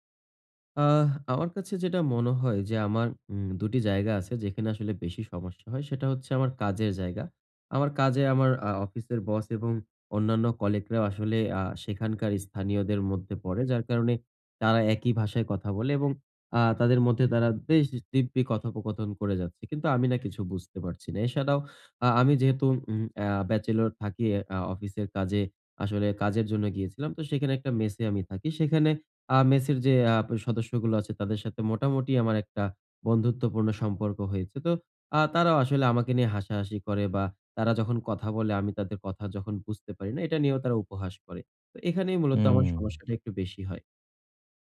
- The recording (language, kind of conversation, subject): Bengali, advice, নতুন সমাজে ভাষা ও আচরণে আত্মবিশ্বাস কীভাবে পাব?
- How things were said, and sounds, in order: other street noise; alarm; "এছাড়াও" said as "এসাডাও"